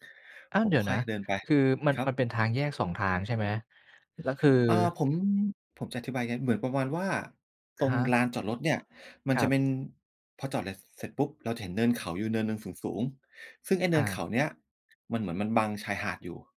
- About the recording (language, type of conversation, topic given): Thai, podcast, คุณเคยมีครั้งไหนที่ความบังเอิญพาไปเจอเรื่องหรือสิ่งที่น่าจดจำไหม?
- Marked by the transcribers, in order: other background noise; tapping